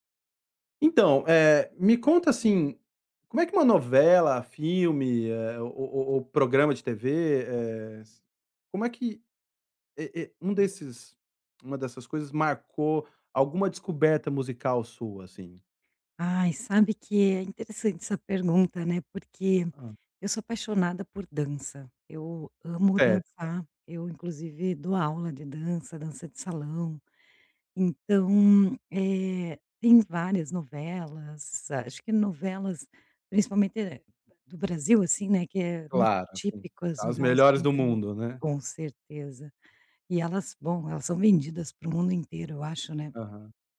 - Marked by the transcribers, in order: other background noise; tapping
- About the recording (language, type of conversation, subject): Portuguese, podcast, De que forma uma novela, um filme ou um programa influenciou as suas descobertas musicais?